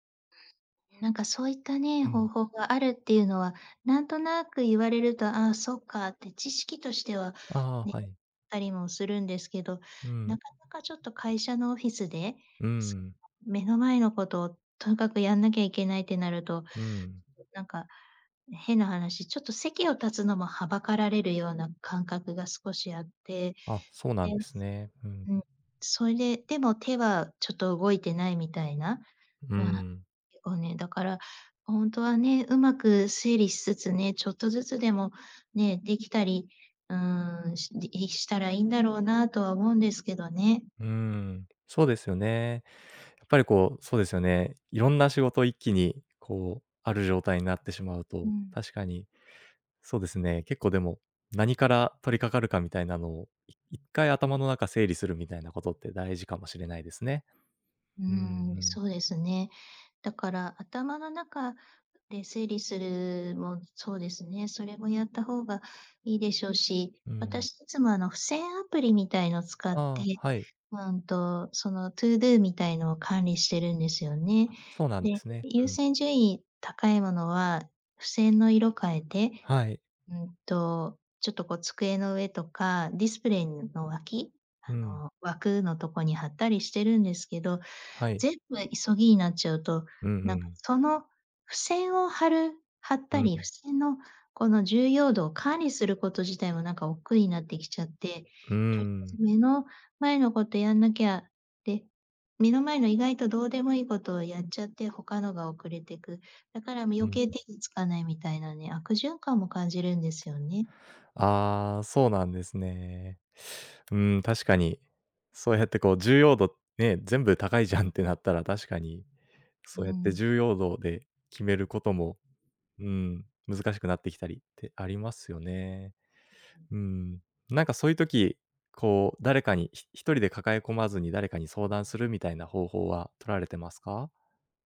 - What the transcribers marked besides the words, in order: other background noise; unintelligible speech; unintelligible speech; tapping; other noise; unintelligible speech
- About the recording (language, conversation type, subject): Japanese, advice, 締め切りのプレッシャーで手が止まっているのですが、どうすれば状況を整理して作業を進められますか？